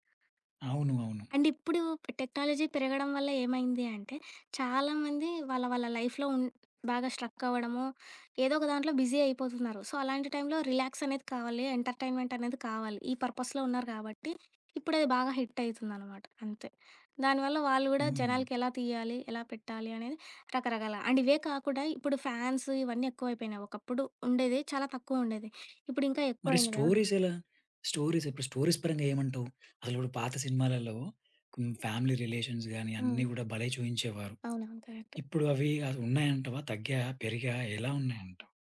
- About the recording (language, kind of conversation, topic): Telugu, podcast, సినిమా రుచులు కాలంతో ఎలా మారాయి?
- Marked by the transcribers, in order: in English: "అండ్"; in English: "టెక్నాలజీ"; in English: "లైఫ్‌లో"; in English: "లైఫ్‌లో"; in English: "బిజీ"; in English: "సో"; in English: "రిలాక్స్"; in English: "ఎంటర్టైన్మెంట్"; in English: "పర్‌పస్స్‌లో"; in English: "హిట్"; in English: "అండ్"; in English: "ఫ్యాన్స్"; in English: "స్టోరీస్"; in English: "స్టోరీస్"; in English: "స్టోరీస్"; in English: "ఫ్యామిలీ రిలేషన్స్"; in English: "కరెక్ట్"